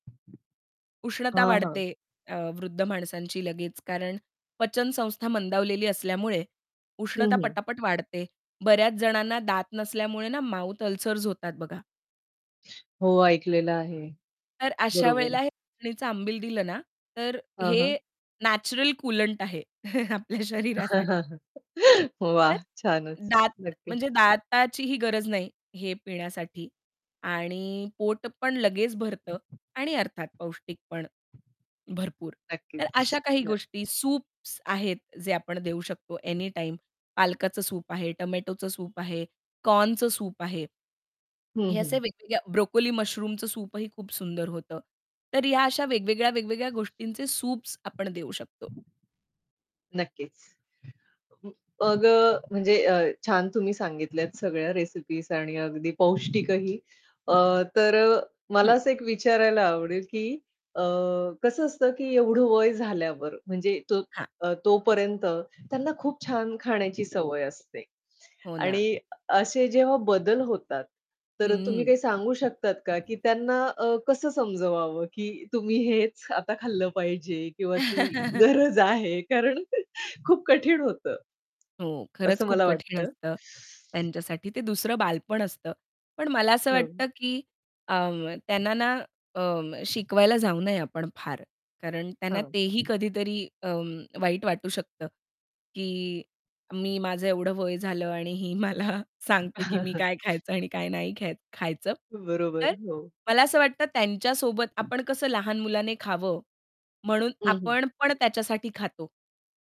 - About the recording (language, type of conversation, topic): Marathi, podcast, वृद्धांसाठी पौष्टिक आणि पचायला सोपे जेवण तुम्ही कसे तयार करता?
- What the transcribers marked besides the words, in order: other background noise; tapping; in English: "माउथ अल्सर्स"; in English: "नॅचरल कुलंट"; chuckle; laughing while speaking: "आपल्या शरीरासाठी"; laugh; unintelligible speech; distorted speech; other noise; laugh; laughing while speaking: "गरज आहे कारण"; laughing while speaking: "ही मला सांगते"; chuckle